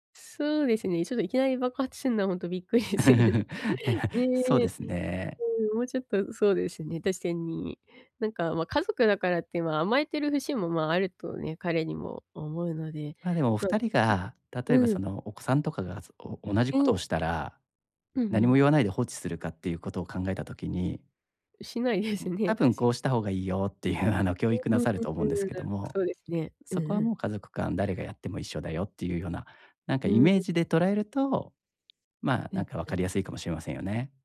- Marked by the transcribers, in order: laugh; laughing while speaking: "びっくりするん"; tapping
- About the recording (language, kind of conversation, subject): Japanese, advice, 相手の気持ちに寄り添うには、どうすればよいでしょうか？